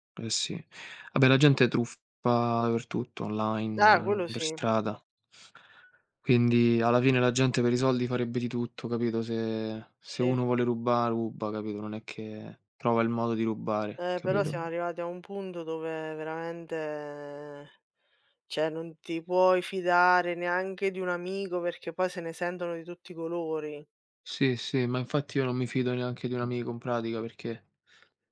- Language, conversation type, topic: Italian, unstructured, Qual è la cosa più triste che il denaro ti abbia mai causato?
- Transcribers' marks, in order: "dappertutto" said as "davertutto"; "ruba" said as "rubba"; "punto" said as "pundo"; "cioè" said as "ceh"; "in pratica" said as "npradica"